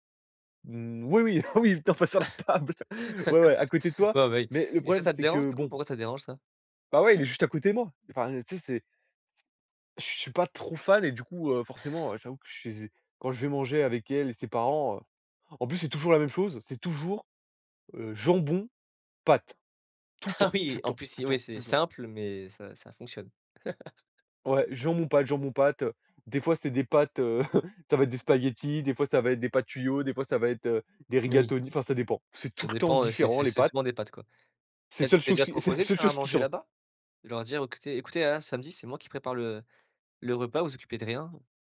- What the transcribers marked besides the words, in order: laughing while speaking: "oui, oui, pas sur la table"; laugh; chuckle; laughing while speaking: "Ah oui"; chuckle; chuckle; laughing while speaking: "c'est la"; tapping
- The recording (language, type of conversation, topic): French, podcast, Comment se déroulent les dîners chez toi en général ?